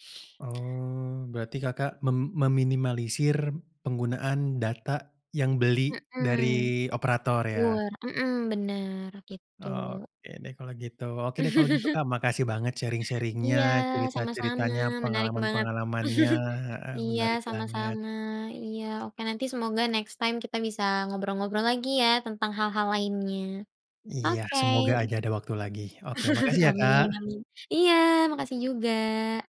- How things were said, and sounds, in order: other noise; laugh; other background noise; in English: "sharing-sharing-nya"; laugh; in English: "next time"; laugh
- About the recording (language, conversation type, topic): Indonesian, podcast, Bagaimana gawai kamu memengaruhi rutinitas harianmu?